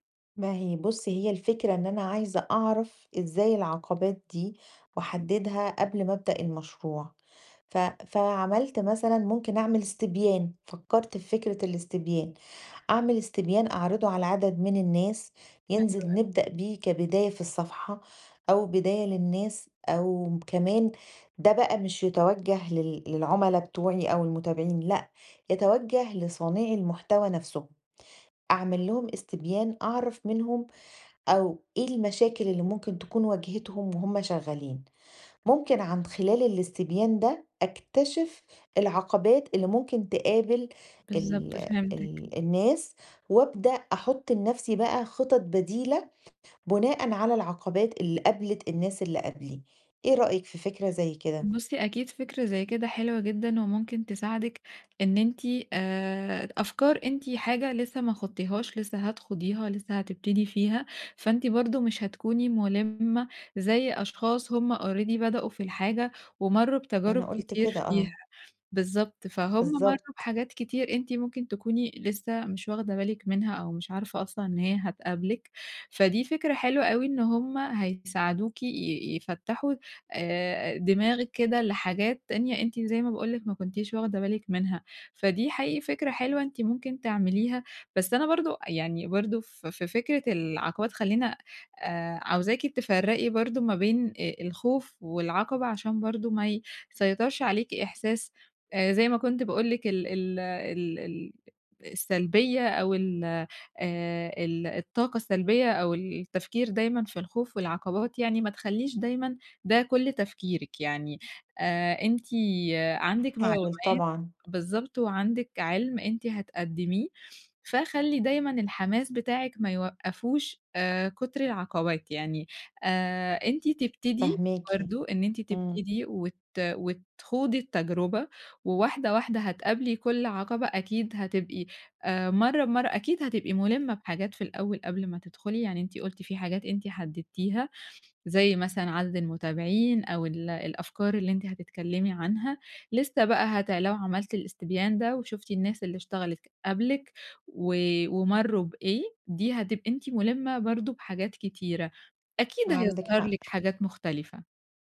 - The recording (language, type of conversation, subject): Arabic, advice, إزاي أعرف العقبات المحتملة بدري قبل ما أبدأ مشروعي؟
- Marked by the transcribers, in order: in English: "already"; tapping; sniff; sniff; other background noise